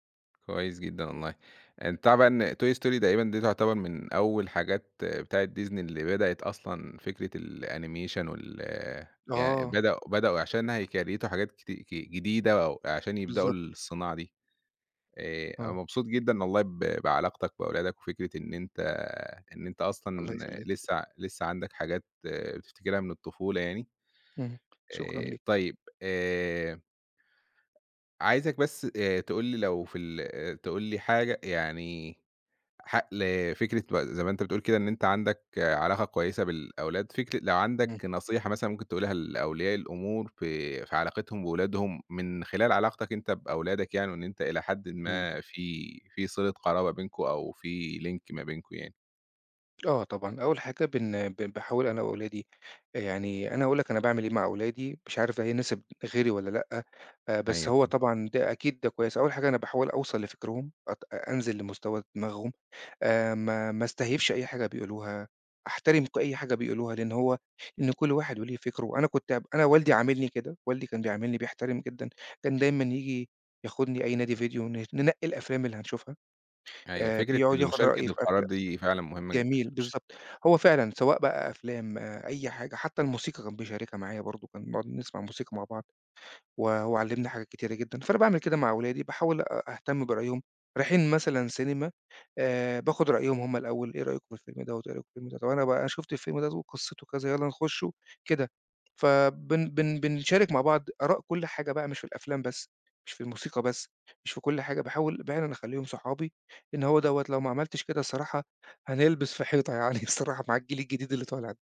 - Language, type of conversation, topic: Arabic, podcast, إيه أكتر فيلم من طفولتك بتحب تفتكره، وليه؟
- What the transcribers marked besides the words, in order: in English: "Toy Story"; in English: "الAnimation"; in English: "يكريتوا"; in English: "link"; laughing while speaking: "حيطة يعني"